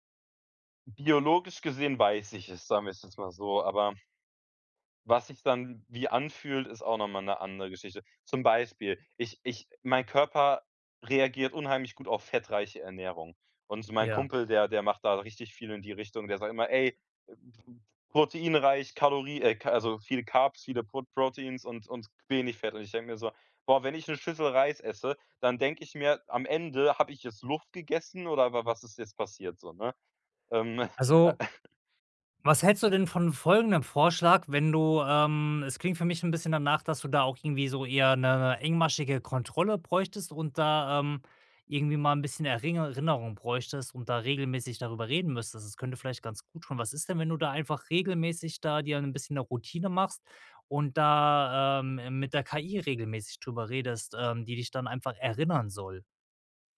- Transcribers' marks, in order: other noise; in English: "Carbs"; put-on voice: "Proteins"; laugh
- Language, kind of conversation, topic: German, advice, Woran erkenne ich, ob ich wirklich Hunger habe oder nur Appetit?